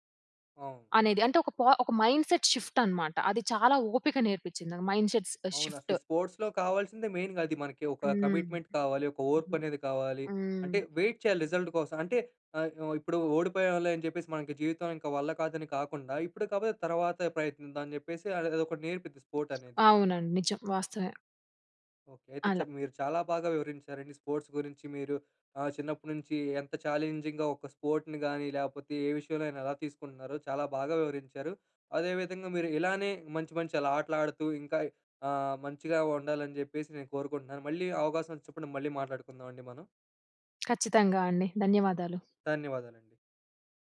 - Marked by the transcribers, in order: in English: "మైండ్‌సెట్ షిఫ్ట్"; in English: "మైండ్‌సెట్ షిఫ్ట్"; in English: "స్పోర్ట్స్‌లో"; in English: "మెయిన్‌గా"; in English: "కమిట్మెంట్"; other noise; in English: "వెయిట్"; in English: "రిజల్ట్"; in English: "స్పోర్ట్"; other background noise; in English: "స్పోర్ట్స్"; in English: "ఛాలెంజింగ్‌గా"; in English: "స్పోర్ట్‌ని"; tongue click
- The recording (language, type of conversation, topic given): Telugu, podcast, చిన్నప్పుడే మీకు ఇష్టమైన ఆట ఏది, ఎందుకు?